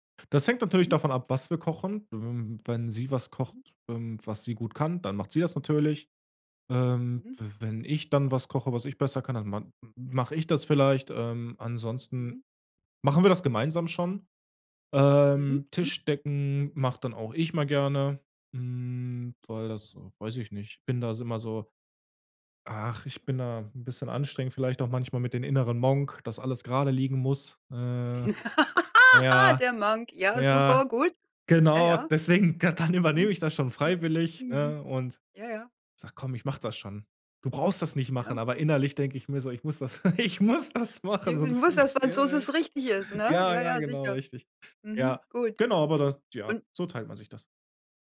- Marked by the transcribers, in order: laugh; laughing while speaking: "ka dann"; joyful: "übernehme ich das schon freiwillig"; laughing while speaking: "Mhm"; put-on voice: "Du brauchst das nicht machen"; laughing while speaking: "ich muss das machen"
- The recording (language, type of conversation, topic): German, podcast, Welche Rituale hast du beim Kochen für die Familie?